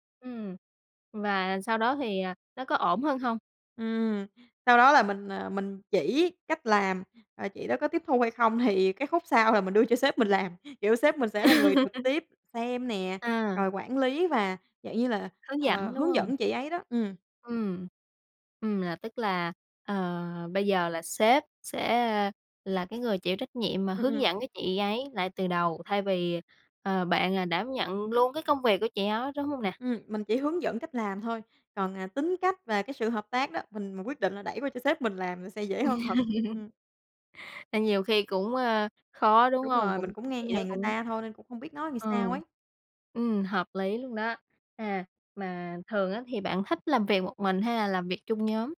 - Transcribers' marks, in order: laugh; other background noise; tapping; laugh
- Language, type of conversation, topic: Vietnamese, podcast, Bạn cân bằng thế nào giữa làm một mình và làm việc chung?